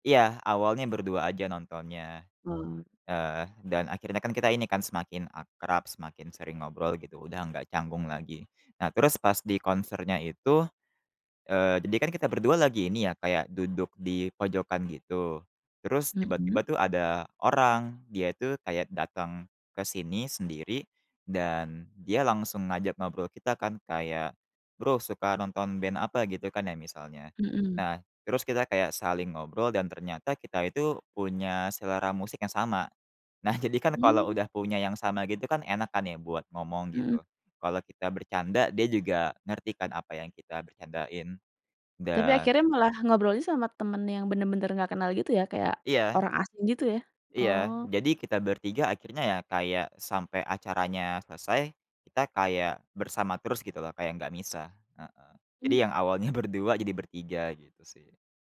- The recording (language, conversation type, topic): Indonesian, podcast, Apa pengalaman konser paling berkesan yang pernah kamu datangi?
- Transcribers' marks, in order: other background noise; laughing while speaking: "berdua"